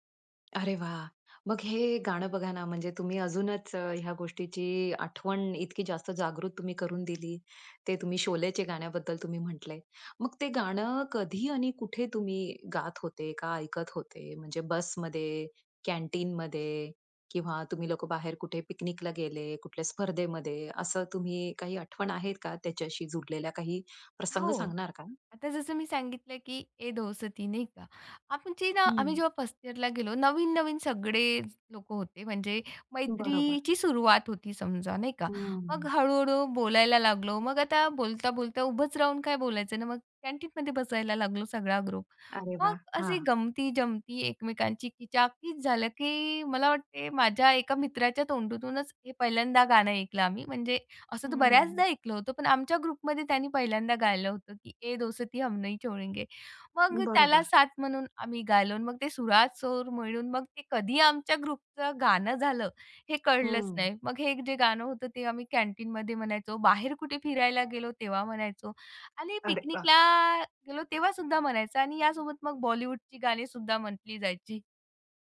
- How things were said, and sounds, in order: tapping; other background noise; in English: "ग्रुप"; "तोंडातूनच" said as "तोंडूतूनच"; in English: "ग्रुपमध्ये"; in Hindi: "ये दोस्ती हम नही छोडेंगे"; in English: "ग्रुपचं"
- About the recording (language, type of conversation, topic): Marathi, podcast, शाळा किंवा कॉलेजच्या दिवसांची आठवण करून देणारं तुमचं आवडतं गाणं कोणतं आहे?
- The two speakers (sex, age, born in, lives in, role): female, 35-39, India, India, guest; female, 35-39, India, United States, host